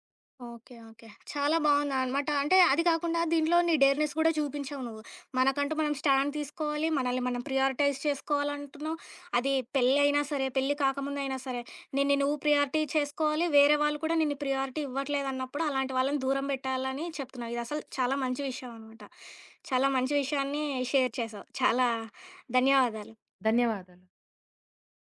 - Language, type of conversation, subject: Telugu, podcast, పెద్దవారితో సరిహద్దులు పెట్టుకోవడం మీకు ఎలా అనిపించింది?
- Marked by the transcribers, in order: in English: "డేర్నెస్"; in English: "స్టాండ్"; in English: "ప్రియారిటైజ్"; in English: "ప్రియారిటీ"; in English: "ప్రియారిటీ"; in English: "షేర్"